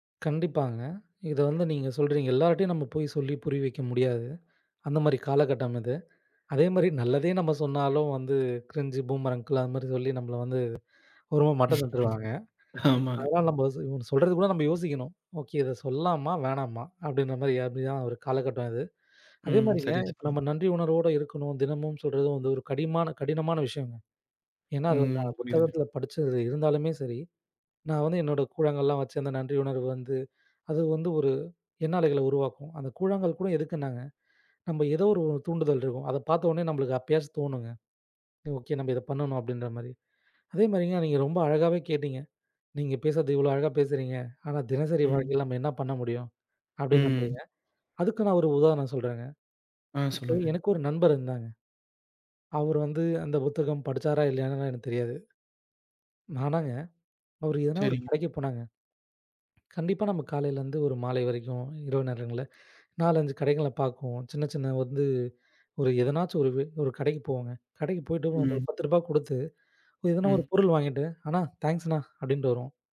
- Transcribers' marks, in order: in English: "கிரிஞ்ச் பூமர் அங்கிள்"; chuckle; unintelligible speech; in English: "தாங்க்ஸ்"
- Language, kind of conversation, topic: Tamil, podcast, நாள்தோறும் நன்றியுணர்வு பழக்கத்தை நீங்கள் எப்படி உருவாக்கினீர்கள்?